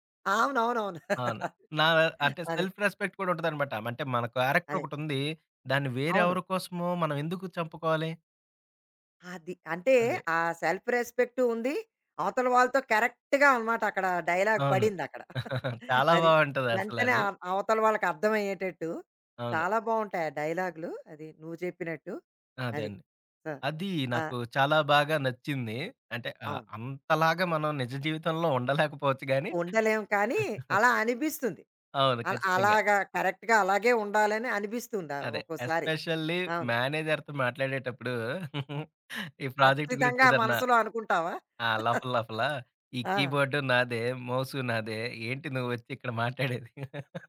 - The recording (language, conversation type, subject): Telugu, podcast, ఏ సినిమా పాత్ర మీ స్టైల్‌ను మార్చింది?
- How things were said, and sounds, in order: chuckle; in English: "సెల్ఫ్ రెస్పెక్ట్"; in English: "కరెక్ట్‌గా"; in English: "డైలాగ్"; chuckle; giggle; in English: "కరెక్ట్‌గా"; in English: "ఎస్పెషల్లీ మేనేజర్‌తో"; chuckle; in English: "ప్రాజెక్ట్"; chuckle; laugh